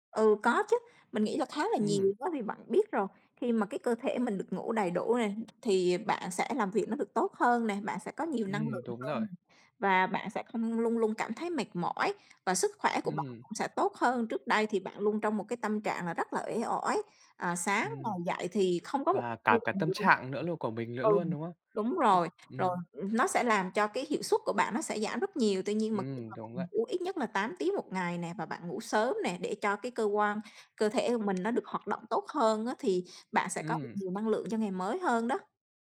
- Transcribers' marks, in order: tapping; unintelligible speech; other noise
- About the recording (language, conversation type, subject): Vietnamese, podcast, Bạn làm thế nào để bắt đầu một thói quen mới dễ dàng hơn?